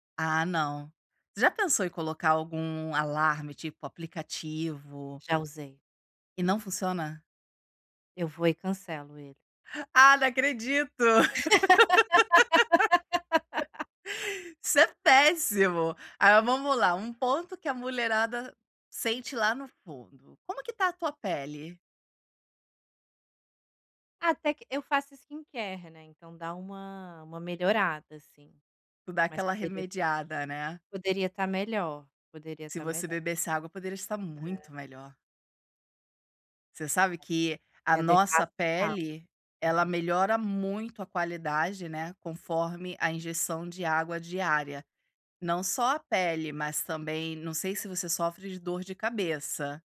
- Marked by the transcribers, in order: laughing while speaking: "Ah, não acredito"; laugh; in English: "skincare"; tapping
- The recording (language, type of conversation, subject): Portuguese, advice, Como posso lembrar de beber água suficiente ao longo do dia?